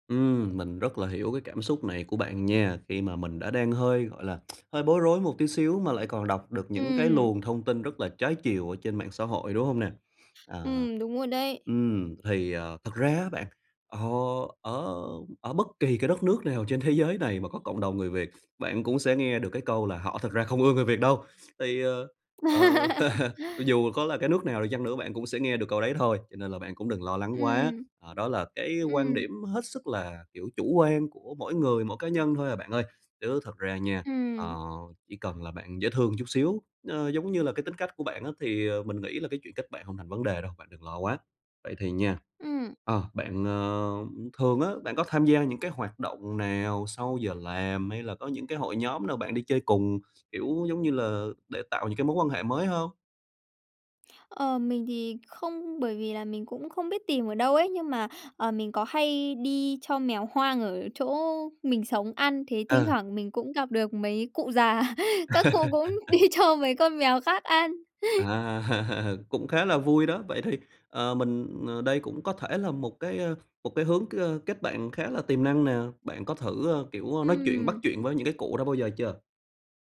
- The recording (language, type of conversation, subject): Vietnamese, advice, Làm sao để kết bạn ở nơi mới?
- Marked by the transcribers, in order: tapping; other background noise; laugh; laugh; laughing while speaking: "già"; laughing while speaking: "đi cho"; laugh